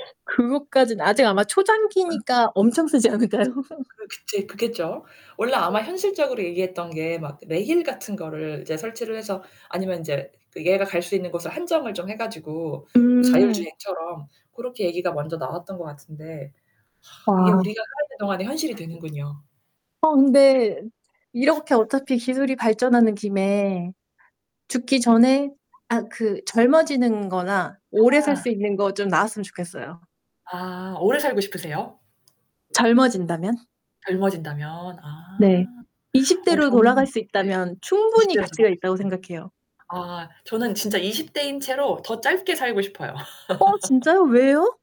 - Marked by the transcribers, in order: "초창기니까" said as "초장기니까"; distorted speech; laughing while speaking: "않을까요?"; laugh; other background noise; "레일" said as "레힐"; sigh; static; laugh
- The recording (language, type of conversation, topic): Korean, unstructured, 기술 발전이 우리의 일상에 어떤 긍정적인 영향을 미칠까요?